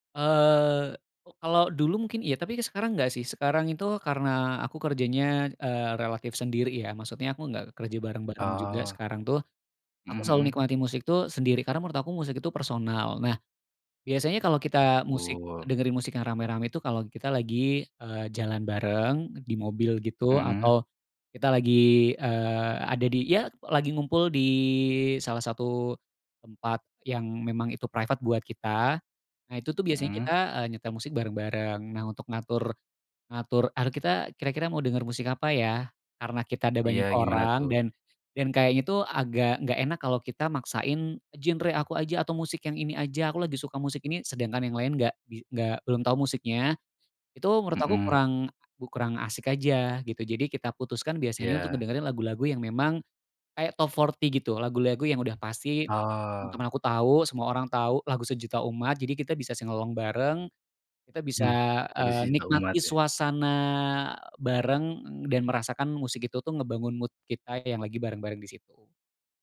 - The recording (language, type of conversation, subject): Indonesian, podcast, Bagaimana musik memengaruhi suasana hatimu sehari-hari?
- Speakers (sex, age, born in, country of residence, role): male, 25-29, Indonesia, Indonesia, host; male, 35-39, Indonesia, Indonesia, guest
- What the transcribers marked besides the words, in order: in English: "top forty"; in English: "sing-along"; in English: "mood"